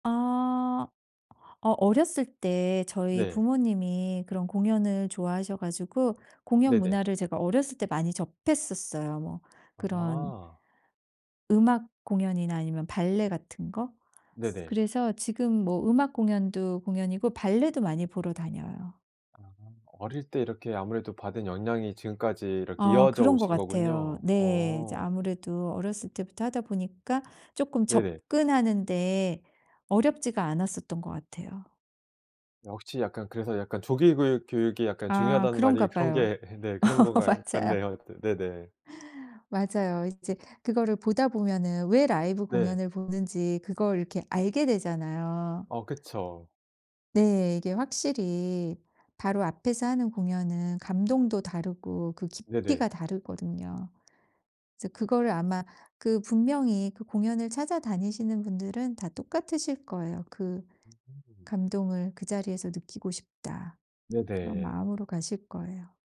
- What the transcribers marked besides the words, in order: laugh; laughing while speaking: "맞아요"; laugh
- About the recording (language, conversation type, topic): Korean, podcast, 가장 기억에 남는 라이브 공연은 언제였나요?